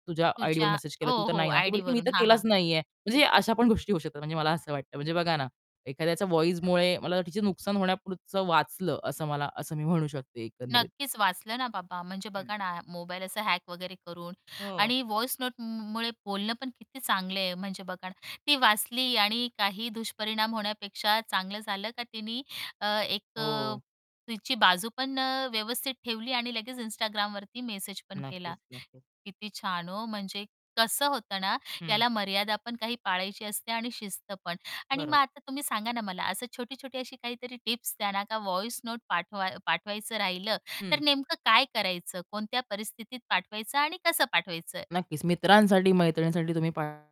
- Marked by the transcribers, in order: in English: "व्हॉईसमुळे"; "होण्यापुरतं" said as "होण्यापुरचं"; tapping; static; in English: "हॅक"; in English: "वॉइस नोट"; in English: "वॉइस नोट"; distorted speech
- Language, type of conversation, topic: Marathi, podcast, तुम्हाला मजकुराऐवजी ध्वनिसंदेश पाठवायला का आवडते?